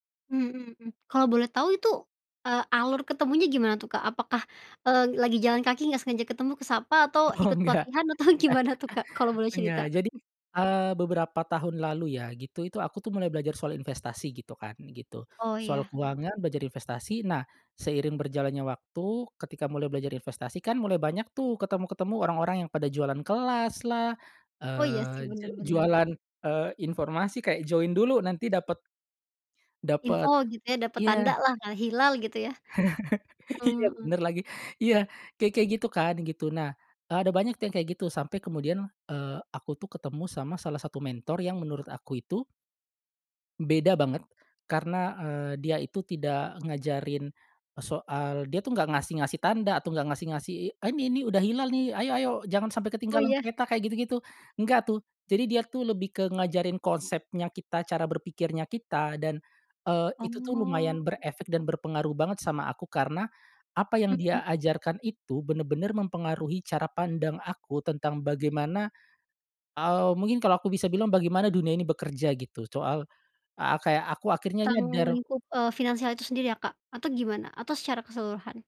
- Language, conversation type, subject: Indonesian, podcast, Ceritakan pengalamanmu bertemu guru atau mentor yang mengubah cara pandangmu?
- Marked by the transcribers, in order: laughing while speaking: "Oh enggak"; chuckle; laughing while speaking: "gimana"; in English: "join"; chuckle